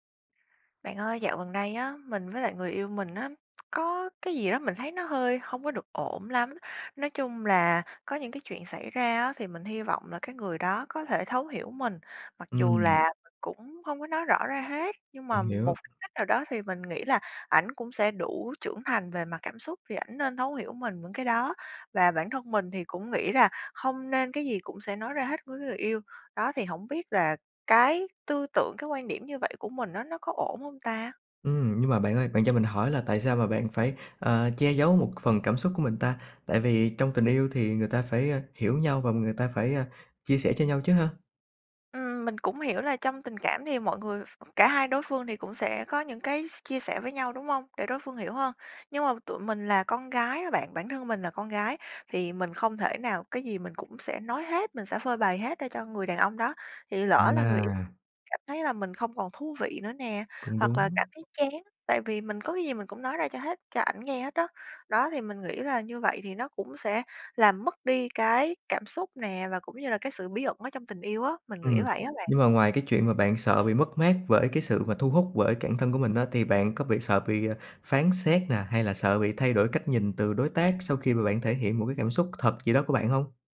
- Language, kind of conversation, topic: Vietnamese, advice, Vì sao bạn thường che giấu cảm xúc thật với người yêu hoặc đối tác?
- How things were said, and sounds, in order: tapping; other background noise